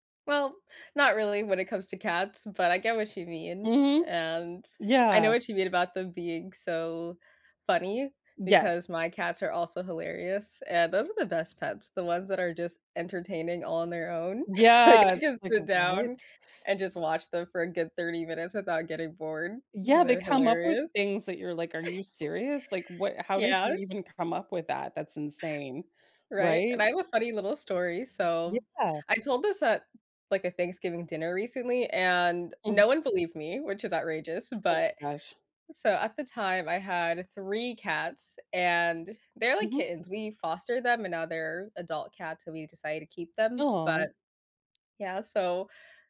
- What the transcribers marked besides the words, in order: chuckle; other background noise; laugh; tapping
- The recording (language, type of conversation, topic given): English, unstructured, How can my pet help me feel better on bad days?